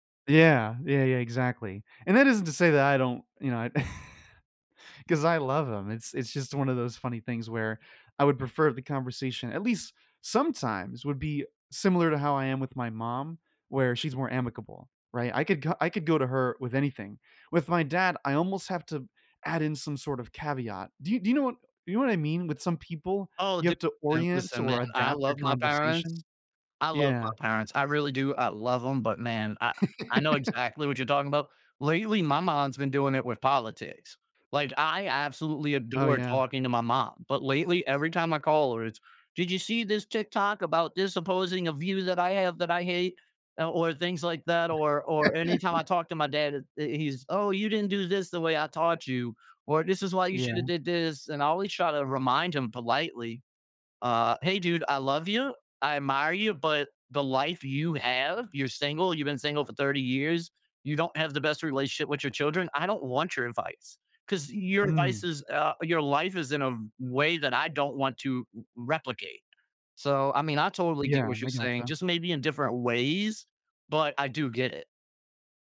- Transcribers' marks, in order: chuckle; laugh; other background noise; put-on voice: "Did you see 'this' TikTok … that I hate?"; laugh
- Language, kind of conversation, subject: English, unstructured, How can I keep conversations balanced when someone else dominates?
- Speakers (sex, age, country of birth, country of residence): male, 25-29, United States, United States; male, 35-39, United States, United States